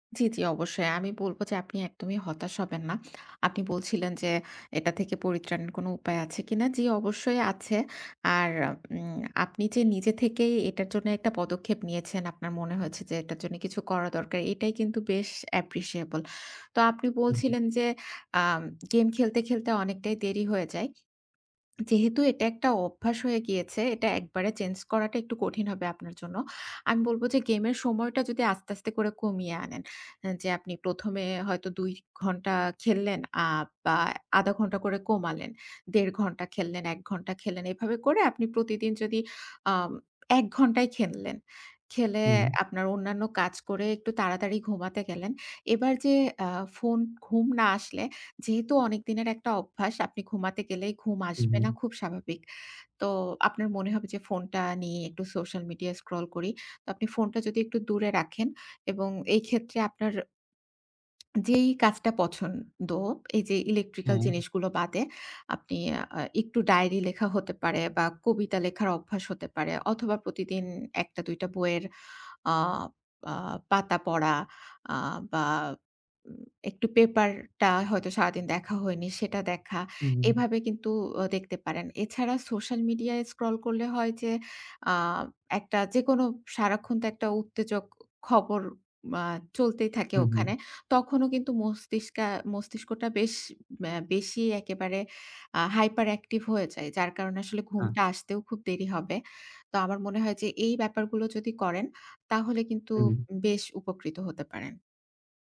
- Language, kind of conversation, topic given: Bengali, advice, ঘুম থেকে ওঠার পর কেন ক্লান্ত লাগে এবং কীভাবে আরো তরতাজা হওয়া যায়?
- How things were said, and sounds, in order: tapping; other background noise